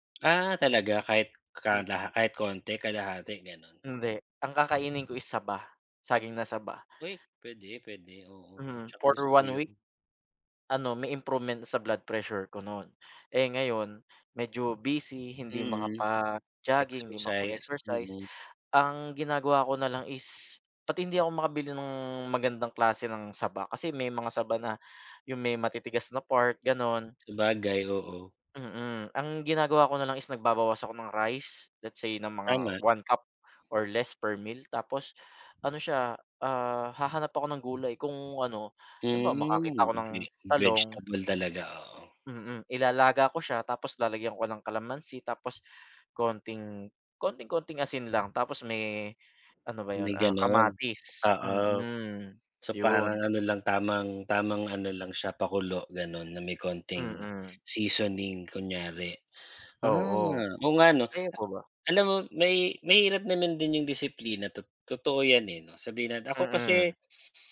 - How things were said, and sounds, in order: in English: "improvement"; in English: "rice, let's say"; in English: "green vegetable"
- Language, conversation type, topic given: Filipino, unstructured, Ano ang masasabi mo sa mga taong nagdidiyeta pero hindi tumitigil sa pagkain ng mga pagkaing walang gaanong sustansiya?